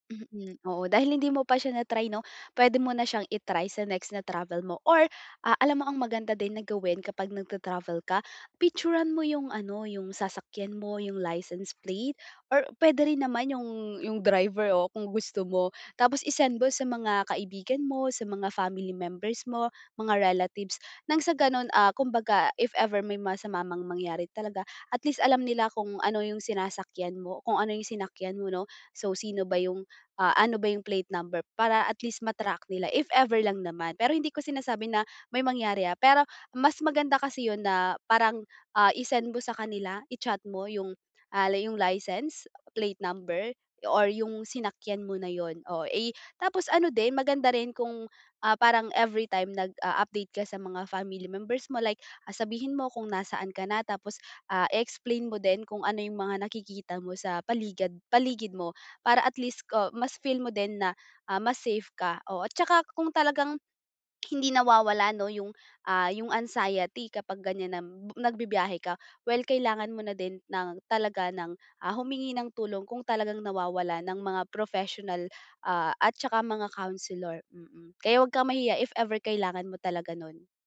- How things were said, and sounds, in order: tapping
- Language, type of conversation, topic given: Filipino, advice, Paano ko mababawasan ang kaba at takot ko kapag nagbibiyahe?